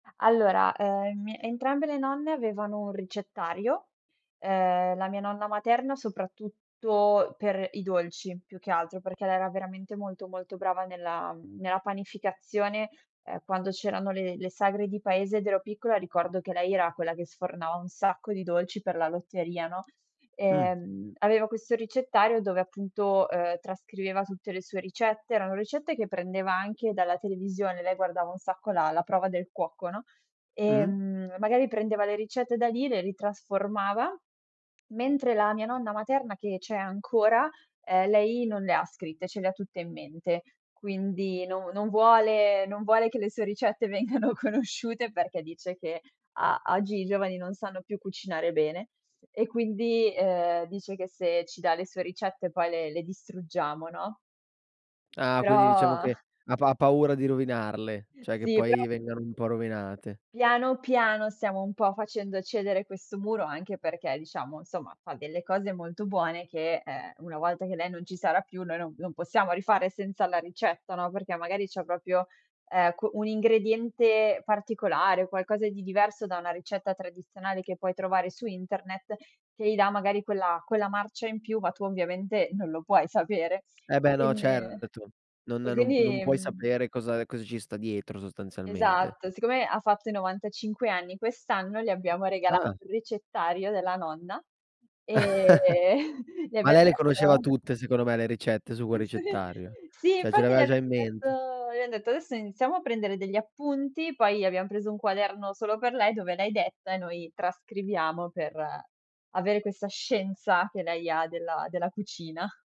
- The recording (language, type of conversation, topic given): Italian, podcast, In che modo la cucina racconta la storia della tua famiglia?
- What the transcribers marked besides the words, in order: laughing while speaking: "vengano"; exhale; "Cioè" said as "ceh"; "però" said as "prò"; "proprio" said as "propio"; other background noise; chuckle; chuckle; "Cioè" said as "ceh"; "aveva" said as "avea"; stressed: "scienza"